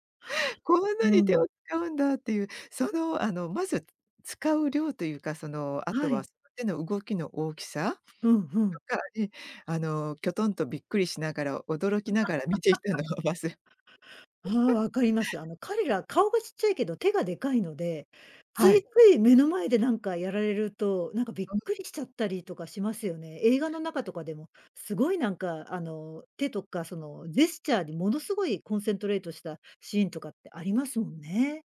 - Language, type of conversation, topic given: Japanese, podcast, ジェスチャーの意味が文化によって違うと感じたことはありますか？
- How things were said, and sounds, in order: tapping; laugh; laughing while speaking: "見ていたのはわせ"; chuckle; other background noise; in English: "コンセントレート"